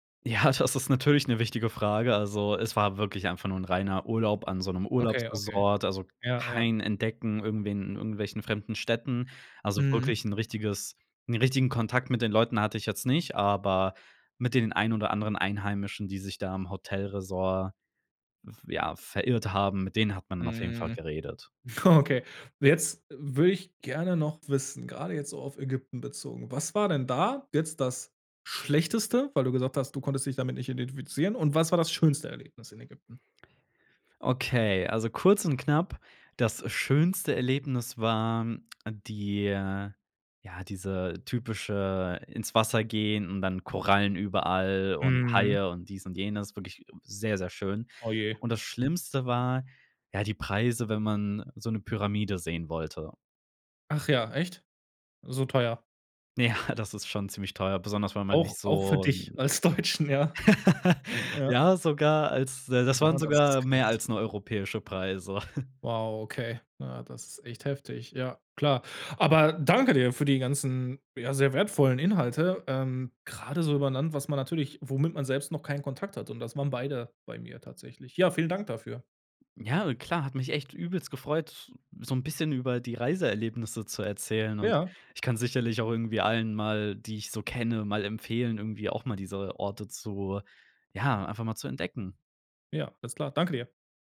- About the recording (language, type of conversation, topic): German, podcast, Was war dein schönstes Reiseerlebnis und warum?
- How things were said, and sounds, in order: laughing while speaking: "Ja, das ist"; laughing while speaking: "Okay"; stressed: "Schlechteste?"; stressed: "schönste"; other noise; other background noise; laughing while speaking: "Ja"; laughing while speaking: "Deutschen"; laugh; chuckle